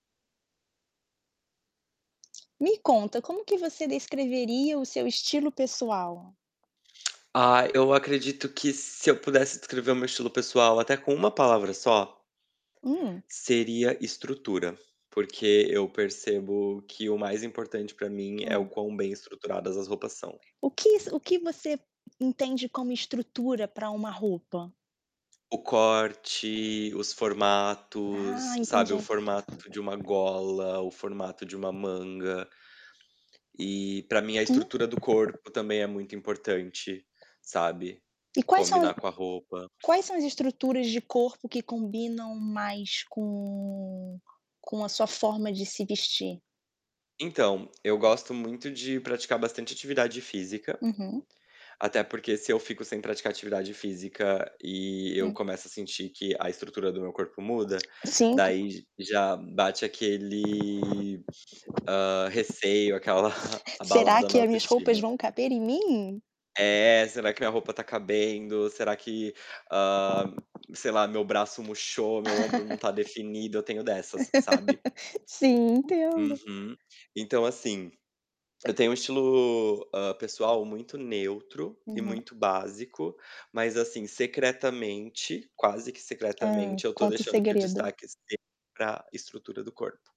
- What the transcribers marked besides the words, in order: static; tapping; distorted speech; other background noise; chuckle; laugh; laugh; laughing while speaking: "Sim, entendo"
- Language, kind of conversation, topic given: Portuguese, podcast, Como você descreveria o seu estilo pessoal?